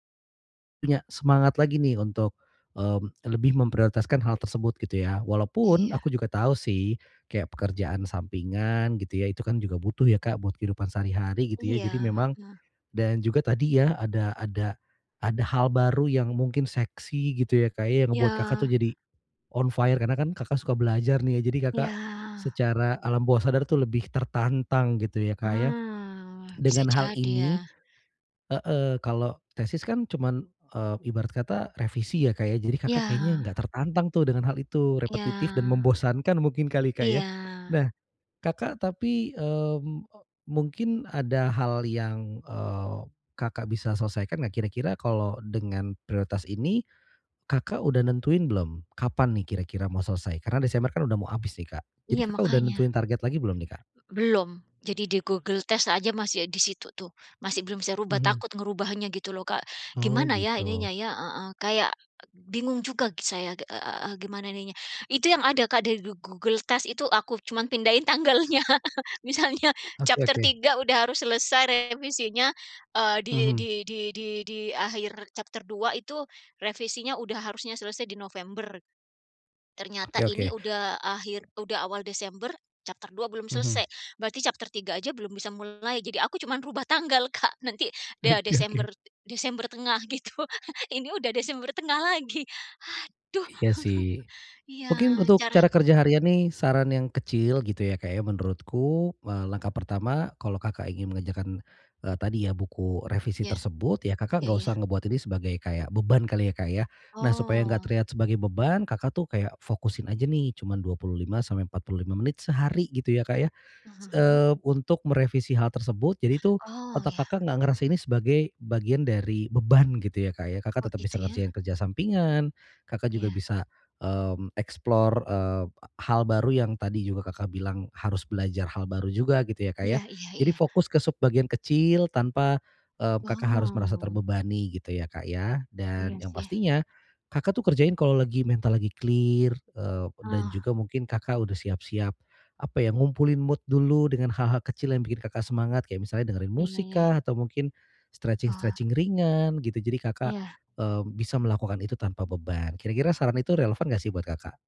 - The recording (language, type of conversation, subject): Indonesian, advice, Bagaimana cara menetapkan tujuan kreatif yang realistis dan terukur?
- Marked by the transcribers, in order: in English: "on fire"; laughing while speaking: "tanggalnya. Misalnya"; in English: "chapter"; in English: "chapter"; tongue click; in English: "chapter"; in English: "chapter"; laughing while speaking: "Oke oke"; laughing while speaking: "gitu"; other background noise; chuckle; in English: "explore"; in English: "clear"; in English: "mood"; in English: "stretching-stretching"